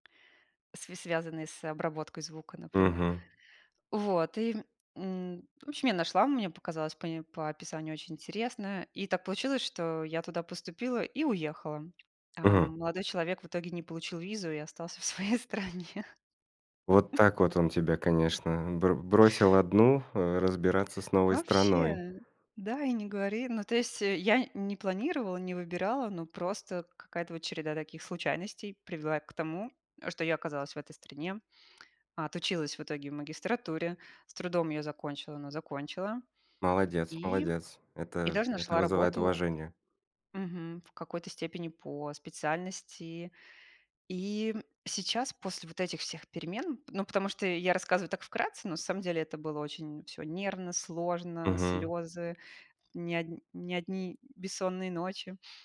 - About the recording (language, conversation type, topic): Russian, podcast, Что вы выбираете — стабильность или перемены — и почему?
- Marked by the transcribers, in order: other background noise; laughing while speaking: "в своей стране"; chuckle; tapping